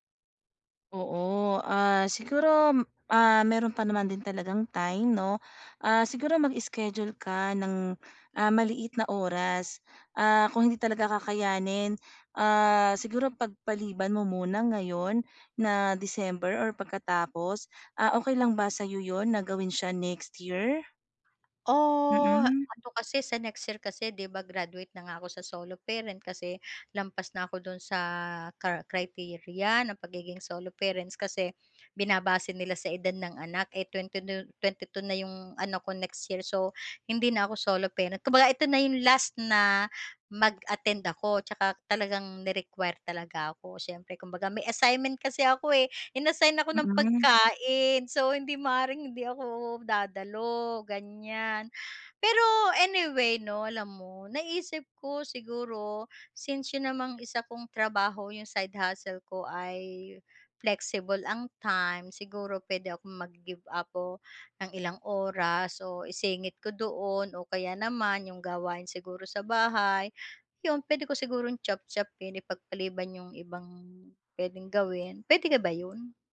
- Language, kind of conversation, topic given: Filipino, advice, Paano ako makakapaglaan ng oras araw-araw para sa malikhaing gawain?
- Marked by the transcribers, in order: tapping